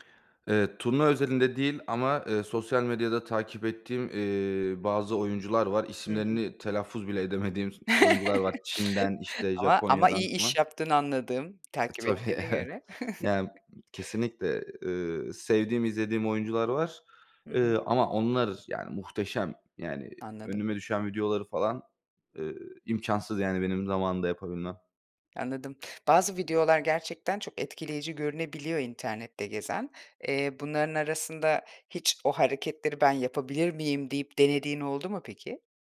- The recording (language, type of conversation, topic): Turkish, podcast, Sporu günlük rutinine nasıl dahil ediyorsun?
- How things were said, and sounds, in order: other background noise; laugh; laughing while speaking: "tabii, evet"; chuckle